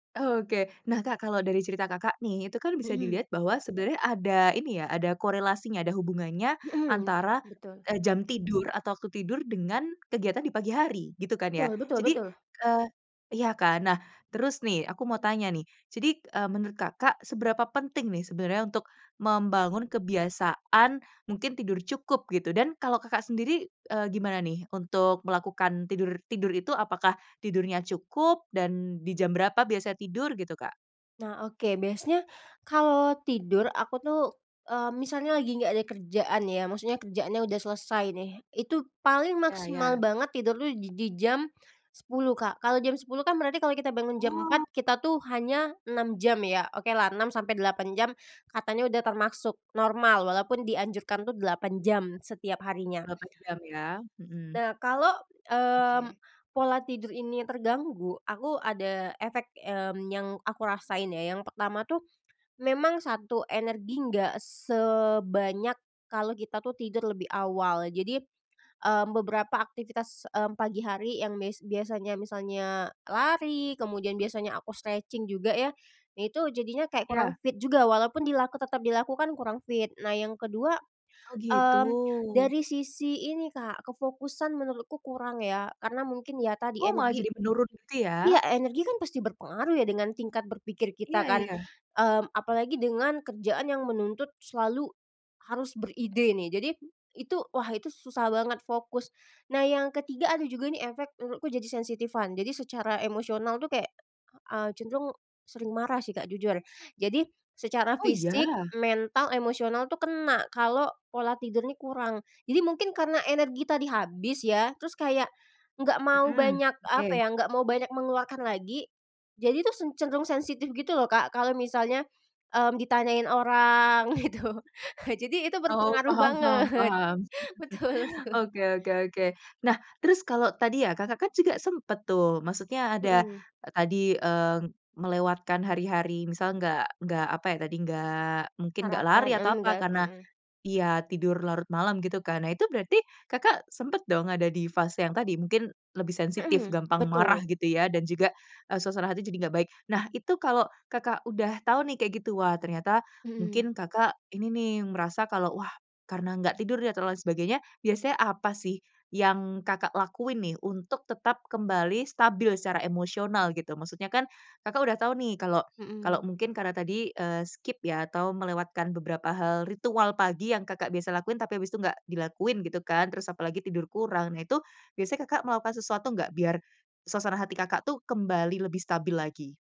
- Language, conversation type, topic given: Indonesian, podcast, Kebiasaan pagi apa yang membuat Anda lebih produktif dan sehat?
- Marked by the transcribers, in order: other background noise; tapping; in English: "stretching"; laughing while speaking: "gitu"; chuckle; laughing while speaking: "banget betul itu"; in English: "skip"